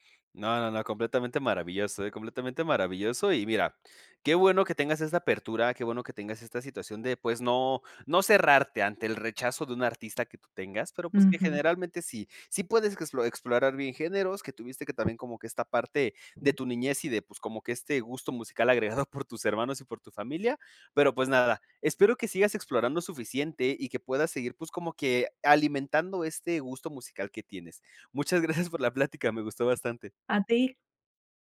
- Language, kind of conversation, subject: Spanish, podcast, ¿Qué te llevó a explorar géneros que antes rechazabas?
- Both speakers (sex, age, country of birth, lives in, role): female, 35-39, Mexico, Mexico, guest; male, 20-24, Mexico, Mexico, host
- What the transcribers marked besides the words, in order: other background noise; laughing while speaking: "agregado por tus hermanos"; laughing while speaking: "gracias"